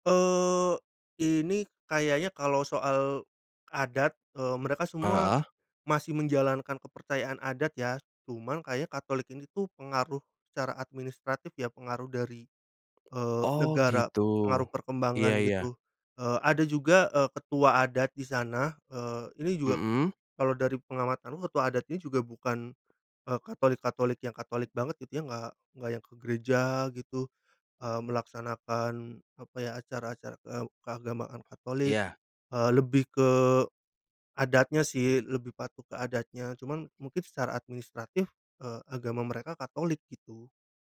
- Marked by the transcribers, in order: none
- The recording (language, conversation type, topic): Indonesian, podcast, Pernahkah kamu bertemu penduduk setempat yang mengajarkan tradisi lokal, dan bagaimana ceritanya?